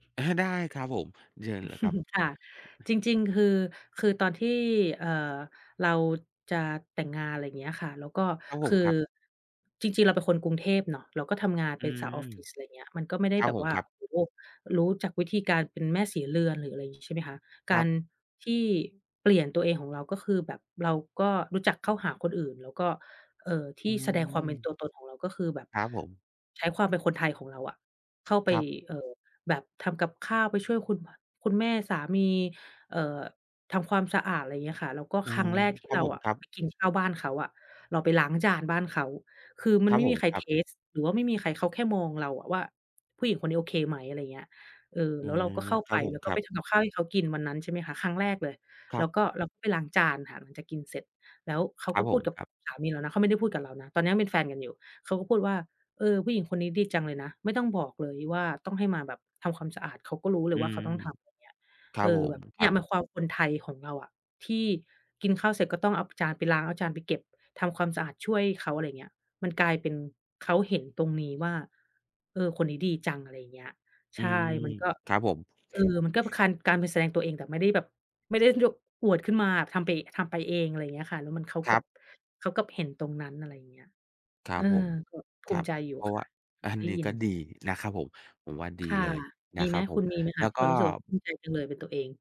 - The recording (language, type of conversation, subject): Thai, unstructured, คุณแสดงความเป็นตัวเองในชีวิตประจำวันอย่างไร?
- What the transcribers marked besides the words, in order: chuckle; other background noise; other noise; tapping; unintelligible speech